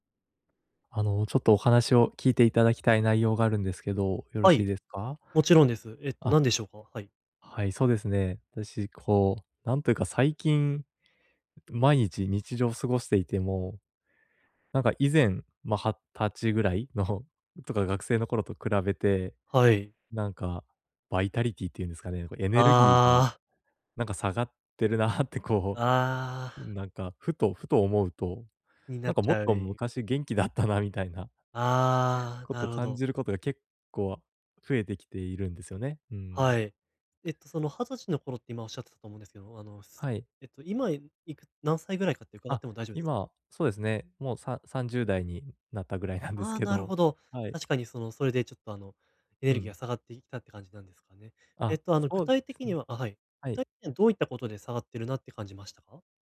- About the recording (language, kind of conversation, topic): Japanese, advice, 毎日のエネルギー低下が疲れなのか燃え尽きなのか、どのように見分ければよいですか？
- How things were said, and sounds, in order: other noise